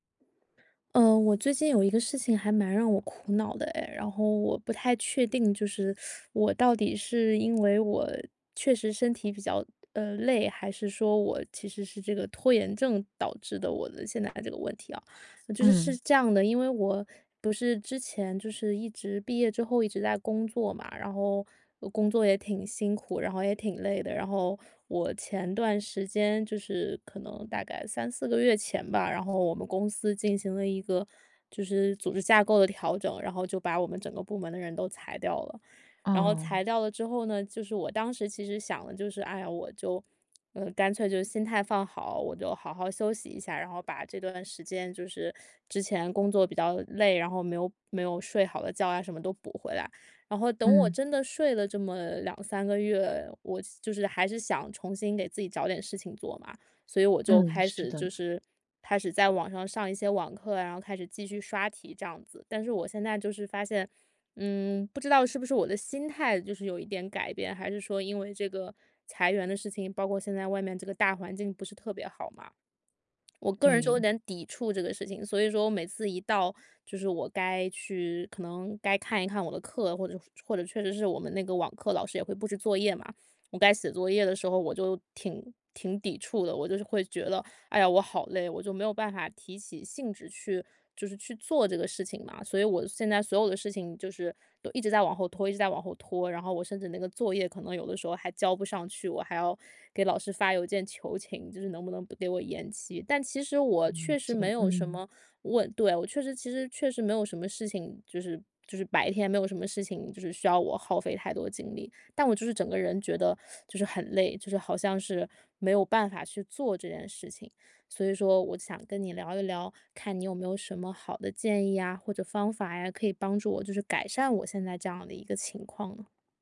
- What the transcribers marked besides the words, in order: teeth sucking; other noise
- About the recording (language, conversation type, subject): Chinese, advice, 我怎样分辨自己是真正需要休息，还是只是在拖延？